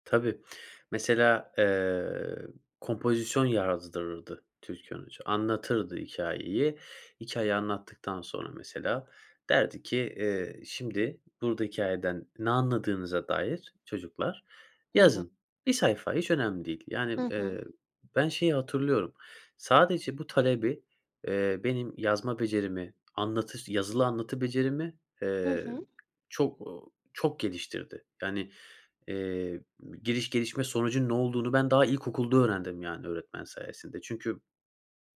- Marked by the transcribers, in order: other noise
- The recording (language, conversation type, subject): Turkish, podcast, Hayatını en çok etkileyen öğretmenini anlatır mısın?